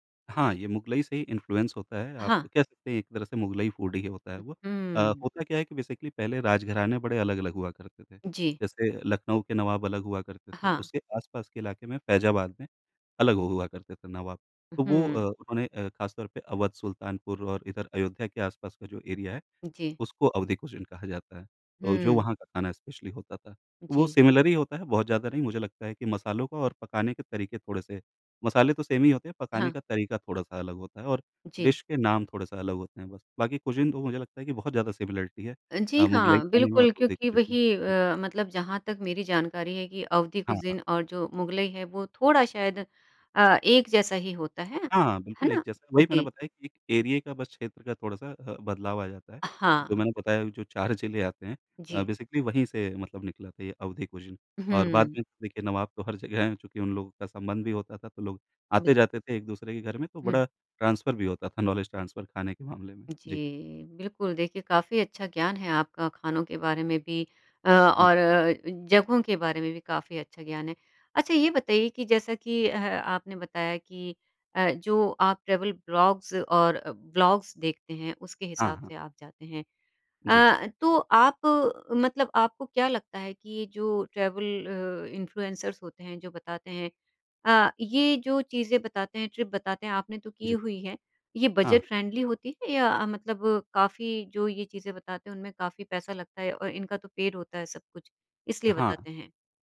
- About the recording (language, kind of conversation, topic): Hindi, podcast, ऑनलाइन संसाधन पुराने शौक को फिर से अपनाने में कितने मददगार होते हैं?
- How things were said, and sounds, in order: in English: "इन्फ्लुएंस"; in English: "फ़ूड"; in English: "बेसिकली"; in English: "एरिया"; in English: "कुज़ीन"; in English: "स्पेशली"; in English: "सिमिलर"; in English: "सेम"; in English: "डिश"; in English: "कुज़ीन"; in English: "सिमिलरिटी"; in English: "कुज़ीन"; in English: "एरिये"; in English: "बेसिकली"; in English: "कुज़ीन"; in English: "ट्रांसफ़र"; in English: "नॉलेज़ ट्रांसफ़र"; in English: "ट्रैवल ब्लॉग्स"; in English: "ब्लॉग्स"; in English: "ट्रैवल"; in English: "इन्फ्लुएंसर्स"; in English: "ट्रिप"; in English: "फ्रेंडली"; in English: "पेड"